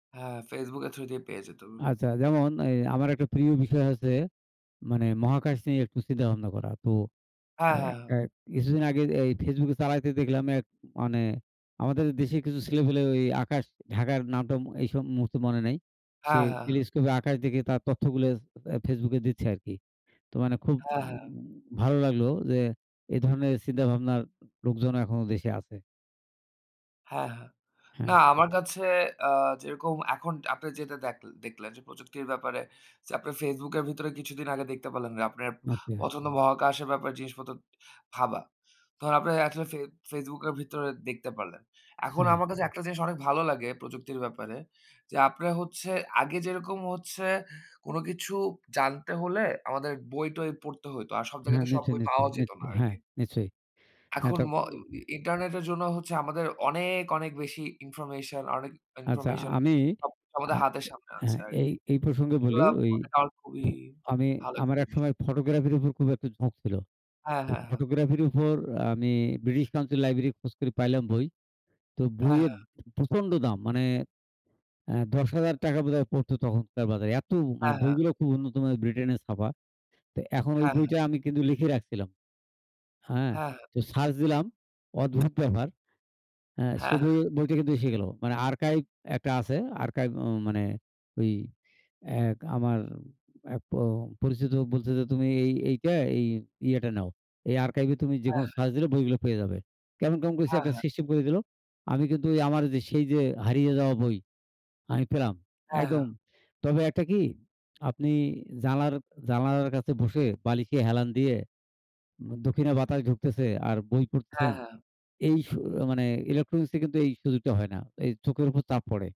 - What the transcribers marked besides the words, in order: "যেতাম" said as "যেতুম"; "নিশ্চয়ই, নিশ্চয়ই, নিশ্চয়ই" said as "নিচই, নিচই, নিচই"; other background noise; unintelligible speech
- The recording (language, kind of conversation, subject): Bengali, unstructured, বিজ্ঞানের কোন আবিষ্কার আমাদের জীবনে সবচেয়ে বেশি প্রভাব ফেলেছে?
- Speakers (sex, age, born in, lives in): male, 25-29, Bangladesh, Bangladesh; male, 60-64, Bangladesh, Bangladesh